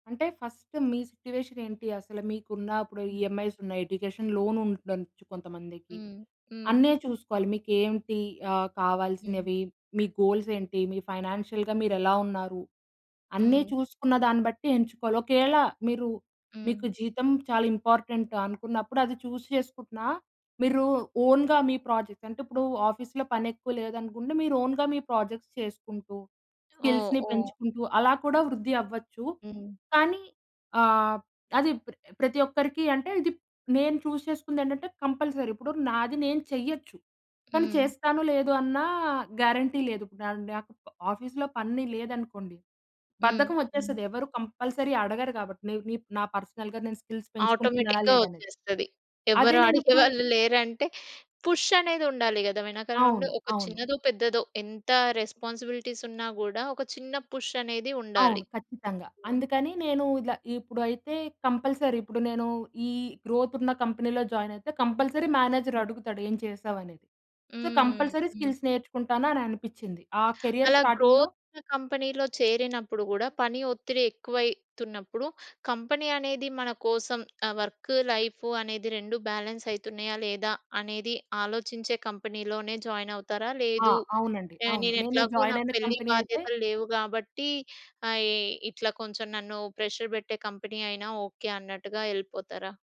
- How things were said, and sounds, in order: in English: "ఫస్ట్"; in English: "సిట్యుయేషన్"; in English: "ఈఎంఐస్"; in English: "ఎడ్యుకేషన్ లోన్"; in English: "గోల్స్"; in English: "ఫైనాన్షియల్‌గా"; in English: "చూజ్"; tapping; in English: "ఓన్‌గా"; in English: "ప్రాజెక్ట్స్"; in English: "ఓన్‌గా"; in English: "ప్రాజెక్ట్స్"; in English: "స్కిల్స్‌ని"; in English: "చూ‌జ్"; in English: "కంపల్సరీ"; in English: "గ్యారంటీ"; in English: "కంపల్సరీ"; in English: "పర్సనల్‌గా"; in English: "స్కిల్స్"; in English: "ఆటోమేటిక్‌గా"; in English: "పుష్"; in English: "రెస్‌పాన్స్‌బిలిటీస్"; in English: "పుష్"; other noise; in English: "గ్రోత్"; in English: "కంపెనీ‌లో జాయిన్"; in English: "కంపల్సరీ మేనేజర్"; in English: "సో కంపల్సరీ స్కిల్స్"; in English: "కేరియర్ స్టార్టింగ్‌లో"; in English: "గ్రోత్ కంపెనీలో"; in English: "వర్క్"; in English: "బ్యాలెన్స్"; in English: "కంపెనీలోనే జాయిన్"; in English: "జాయిన్"; in English: "ప్రెషర్"
- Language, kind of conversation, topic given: Telugu, podcast, సుఖవంతమైన జీతం కన్నా కెరీర్‌లో వృద్ధిని ఎంచుకోవాలా అని మీరు ఎలా నిర్ణయిస్తారు?